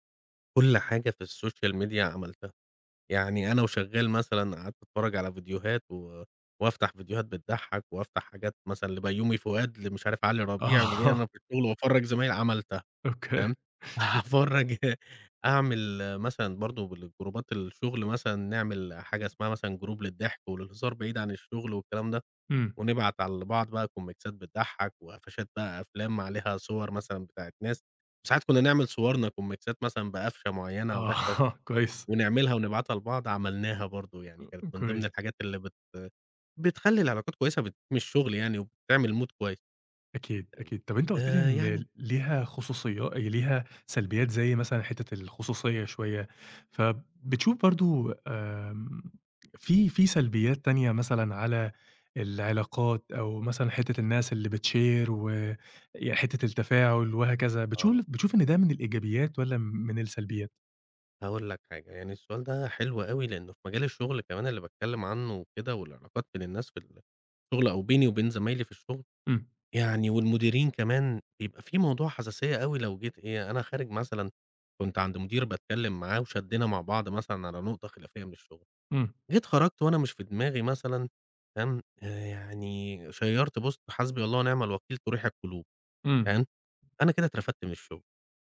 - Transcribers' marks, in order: in English: "الSocial Media"; laughing while speaking: "آه"; unintelligible speech; laughing while speaking: "أفرّج"; in English: "بالجروبات"; in English: "group"; in English: "كُوميكْسات"; in English: "كُوميكْسات"; laughing while speaking: "آه"; in English: "mood"; in English: "بتshare"; in English: "شَيَّرت post"
- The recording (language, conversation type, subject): Arabic, podcast, إيه رأيك في تأثير السوشيال ميديا على العلاقات؟